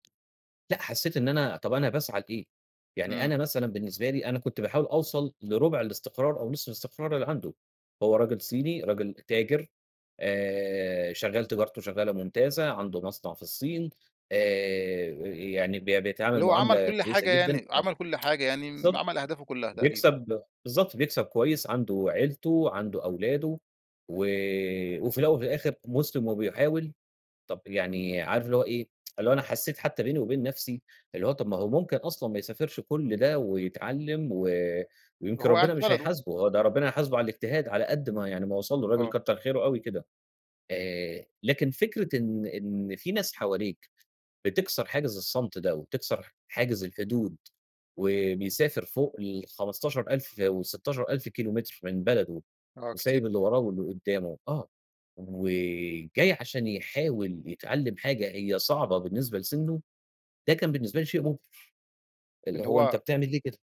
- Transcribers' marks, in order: tapping; tsk; tsk
- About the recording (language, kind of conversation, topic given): Arabic, podcast, عمرك قابلت حد غريب غيّر مجرى رحلتك؟ إزاي؟